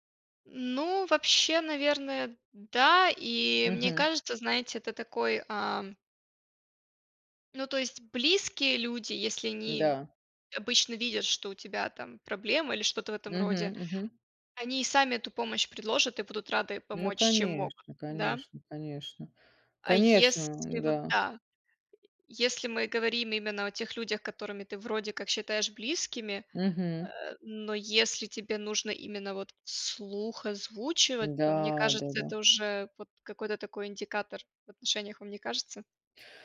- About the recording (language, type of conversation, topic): Russian, unstructured, Как ты думаешь, почему люди боятся просить помощи?
- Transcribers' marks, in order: other background noise